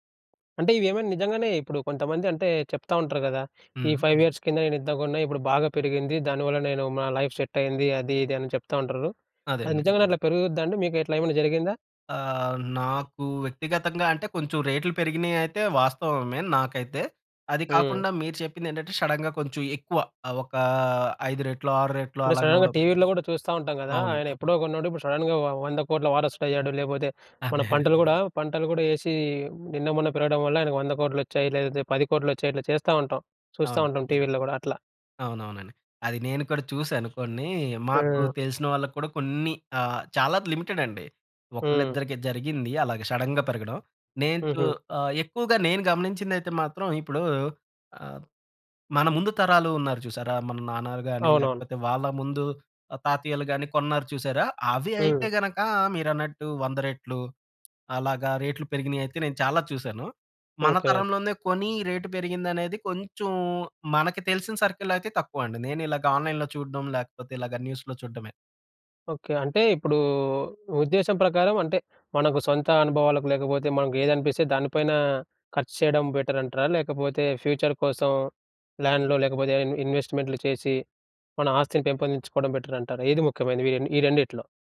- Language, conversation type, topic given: Telugu, podcast, ప్రయాణాలు, కొత్త అనుభవాల కోసం ఖర్చు చేయడమా లేదా ఆస్తి పెంపుకు ఖర్చు చేయడమా—మీకు ఏది ఎక్కువ ముఖ్యమైంది?
- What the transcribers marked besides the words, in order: in English: "ఫైవ్ ఇయర్స్"; in English: "లైఫ్ సెట్"; in English: "షడెన్‌గా"; in English: "సడెన్‌గా టీవీలో"; laughing while speaking: "అదే"; in English: "లిమిటెడ్"; in English: "సడెన్‌గా"; in English: "రేట్"; in English: "సర్కిల్"; in English: "ఆన్‌లైన్‌లో"; in English: "న్యూస్‌లో"; in English: "బెటర్"; in English: "ఫ్యూచర్"; in English: "ల్యాండ్‌లో"; in English: "బెటర్"